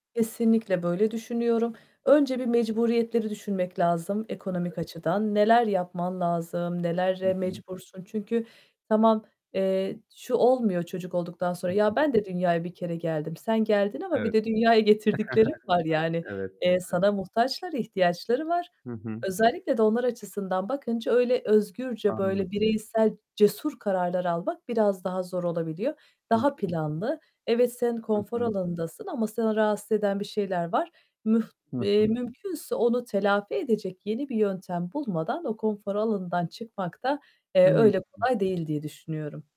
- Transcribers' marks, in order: static; other background noise; distorted speech; chuckle; tapping
- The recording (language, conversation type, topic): Turkish, podcast, Konfor alanından çıkmak için hangi ilk adımı atarsın?
- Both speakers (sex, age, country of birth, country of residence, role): female, 35-39, Turkey, Ireland, guest; male, 25-29, Turkey, Bulgaria, host